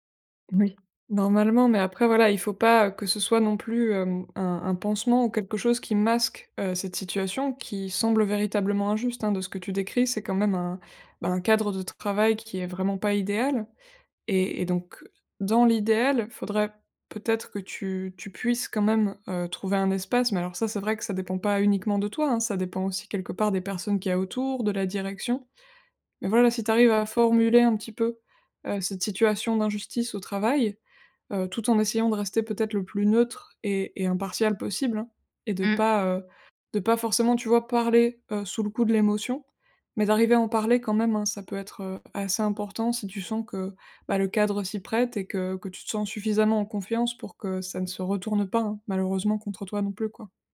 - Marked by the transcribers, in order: stressed: "masque"
- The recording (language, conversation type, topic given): French, advice, Comment gérer mon ressentiment envers des collègues qui n’ont pas remarqué mon épuisement ?